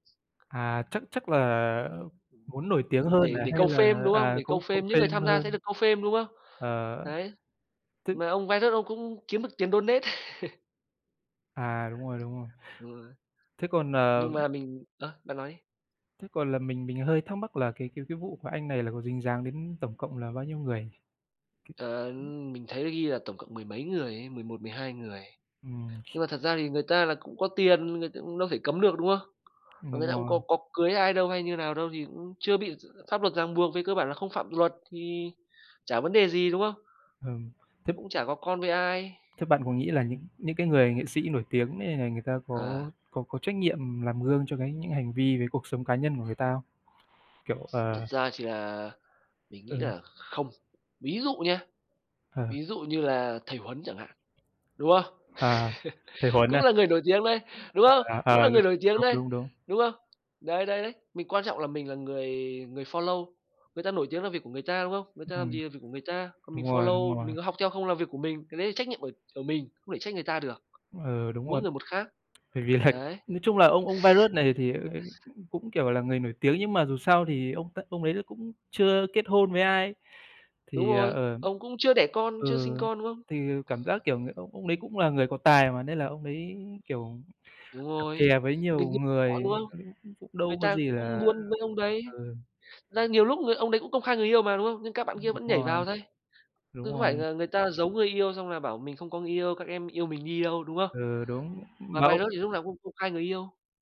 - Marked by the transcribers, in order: in English: "fame"; other background noise; in English: "fame"; in English: "fame"; in English: "fame"; in English: "donate"; chuckle; tapping; unintelligible speech; chuckle; in English: "follow"; in English: "follow"; laughing while speaking: "là"; chuckle
- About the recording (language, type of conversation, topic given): Vietnamese, unstructured, Bạn nghĩ sao về việc các nghệ sĩ nổi tiếng bị cáo buộc có hành vi sai trái?